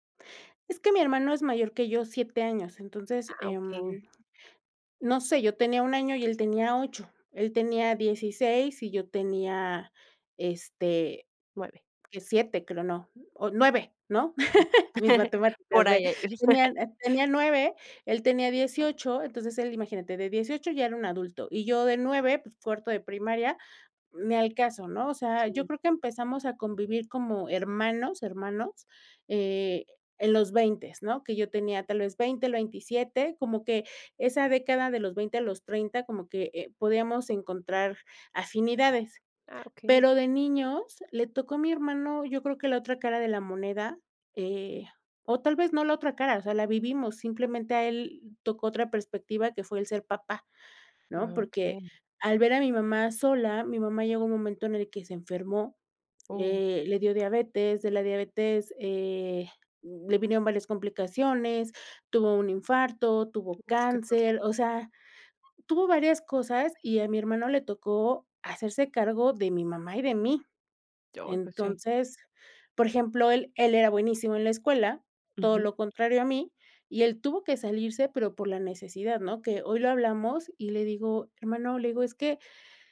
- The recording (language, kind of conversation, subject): Spanish, podcast, ¿Cómo era la dinámica familiar en tu infancia?
- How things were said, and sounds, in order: laughing while speaking: "Ah. Por ahí"